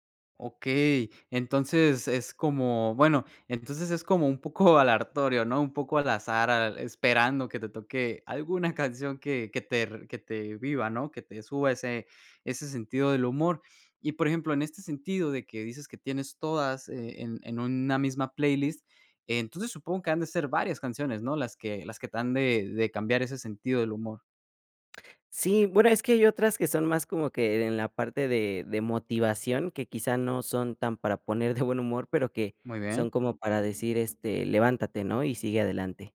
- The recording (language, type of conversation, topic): Spanish, podcast, ¿Qué canción te pone de buen humor al instante?
- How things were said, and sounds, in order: "aleatorio" said as "alartorio"